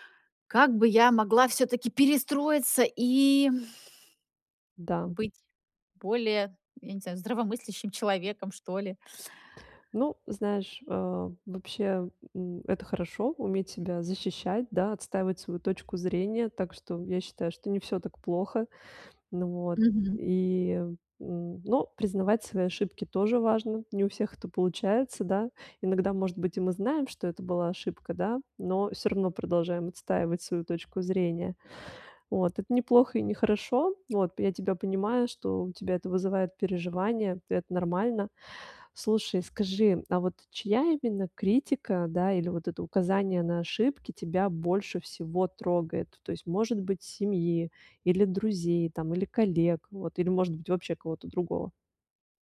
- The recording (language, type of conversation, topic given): Russian, advice, Как научиться признавать свои ошибки и правильно их исправлять?
- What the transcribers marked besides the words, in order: none